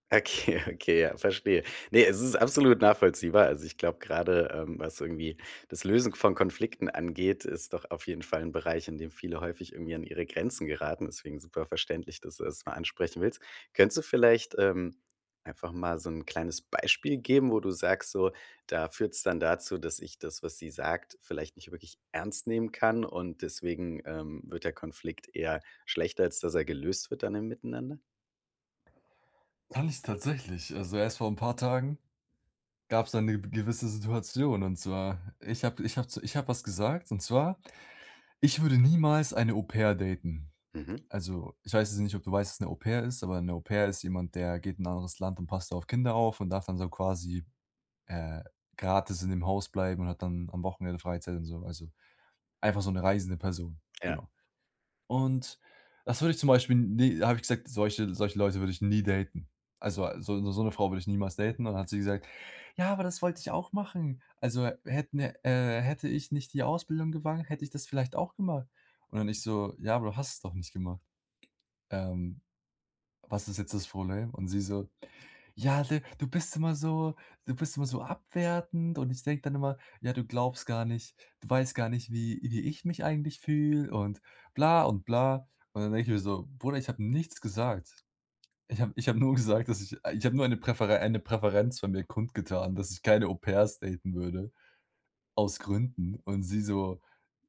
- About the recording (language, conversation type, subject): German, advice, Wie kann ich während eines Streits in meiner Beziehung gesunde Grenzen setzen und dabei respektvoll bleiben?
- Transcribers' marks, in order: laughing while speaking: "Okay"; put-on voice: "Ja, aber das wollte ich … vielleicht auch gemacht"; put-on voice: "Ja, du du bist immer … bla und bla"